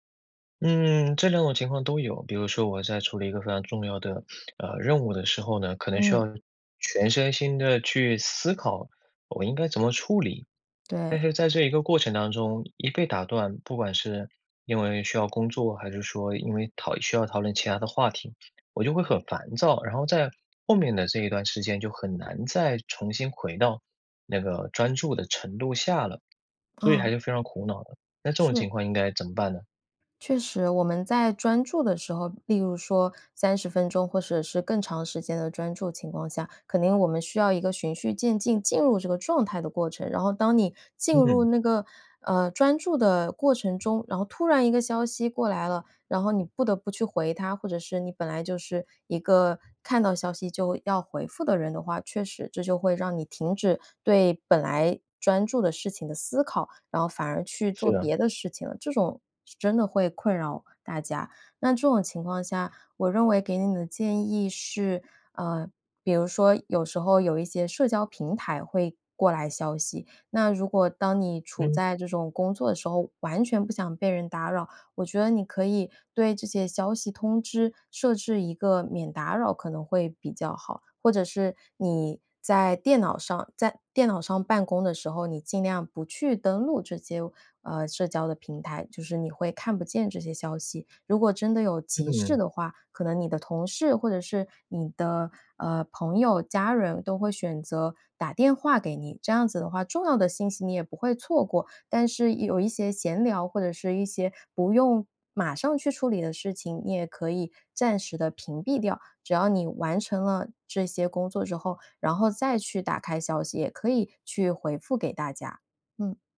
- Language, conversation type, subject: Chinese, advice, 我在工作中总是容易分心、无法专注，该怎么办？
- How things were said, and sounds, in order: sniff; "或者" said as "或舍"; "暂时" said as "站时"